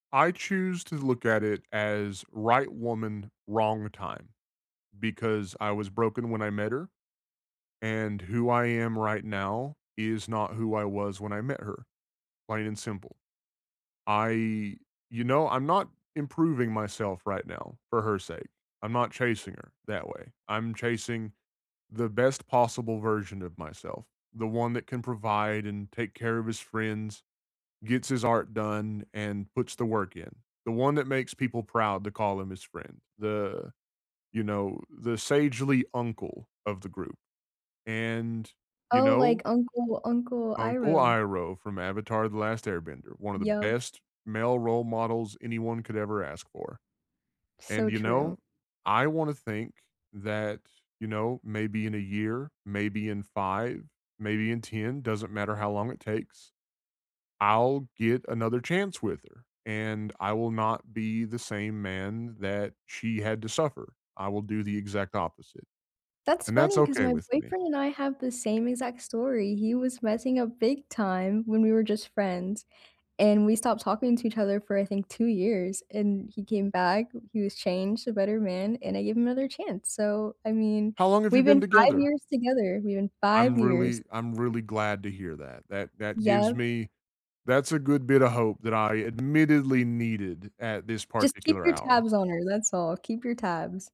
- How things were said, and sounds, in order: tapping; background speech
- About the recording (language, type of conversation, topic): English, unstructured, How do you turn a negative experience into a positive lesson?
- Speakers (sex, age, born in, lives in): female, 20-24, United States, United States; male, 35-39, United States, United States